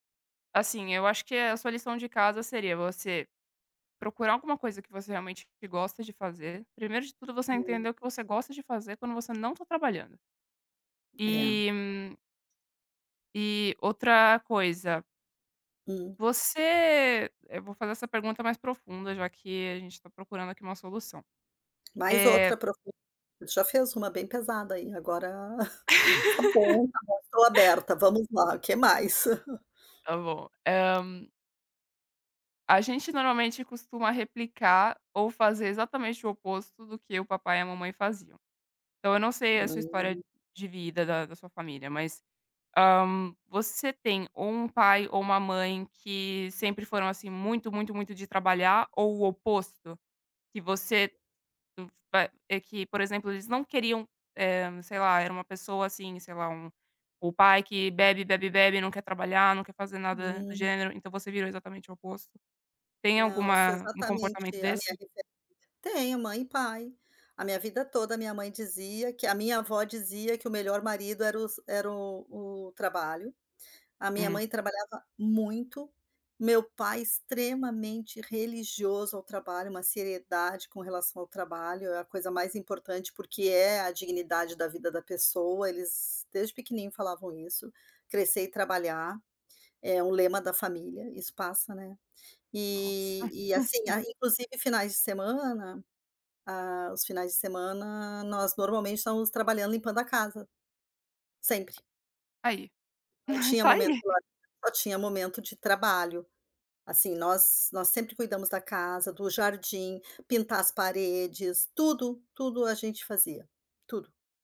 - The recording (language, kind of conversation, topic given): Portuguese, advice, Como posso evitar perder noites de sono por trabalhar até tarde?
- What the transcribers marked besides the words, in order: tapping; chuckle; laugh; chuckle; chuckle; chuckle